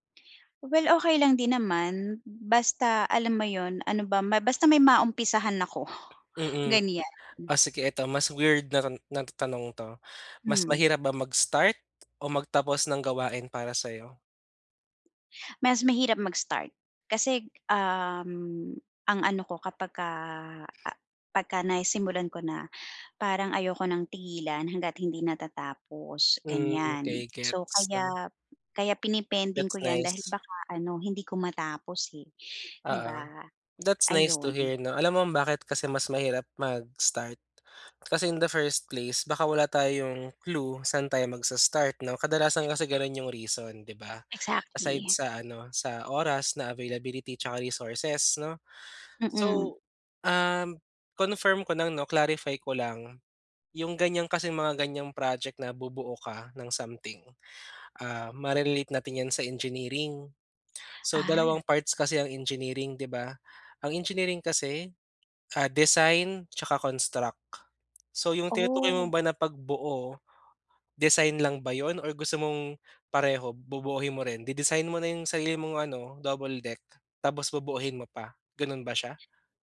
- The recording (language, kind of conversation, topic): Filipino, advice, Paano ako makakahanap ng oras para sa proyektong kinahihiligan ko?
- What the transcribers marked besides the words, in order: tapping; other background noise; in English: "That's nice to hear"; in English: "in the first place"